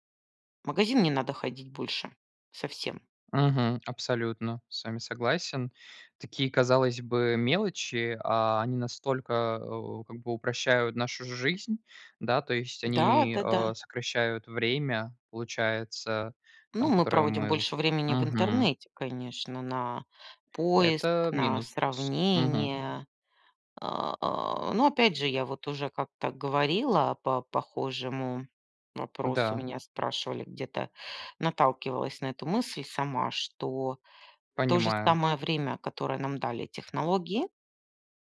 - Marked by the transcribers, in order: none
- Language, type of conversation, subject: Russian, unstructured, Как технологии изменили повседневную жизнь человека?